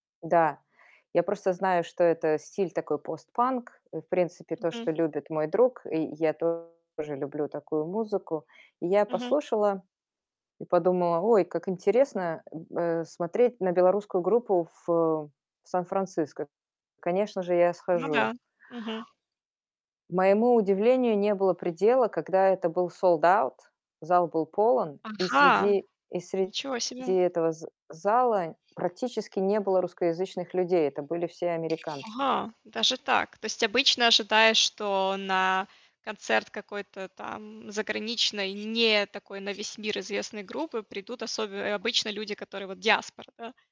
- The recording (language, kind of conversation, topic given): Russian, podcast, В какой момент вы особенно остро почувствовали культурную гордость?
- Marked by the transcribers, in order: distorted speech; static; in English: "sold out"; other background noise